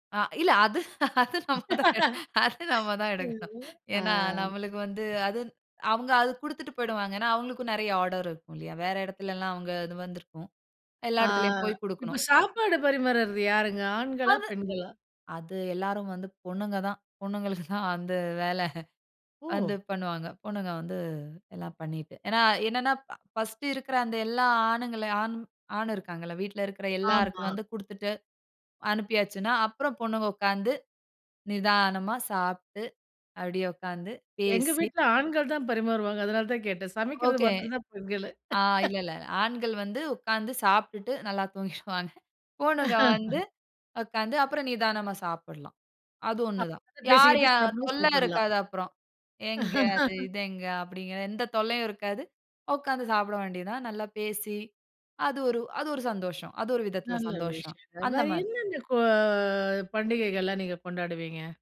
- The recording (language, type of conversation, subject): Tamil, podcast, மக்கள் ஒன்றாகச் சேர்ந்து கொண்டாடிய திருநாளில் உங்களுக்கு ஏற்பட்ட அனுபவம் என்ன?
- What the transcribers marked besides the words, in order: laughing while speaking: "இல்ல. அது, அது நம்ம, அது நம்ம தான் எடுக்கணும்"; laugh; drawn out: "ஆ"; tapping; laugh; laugh; laugh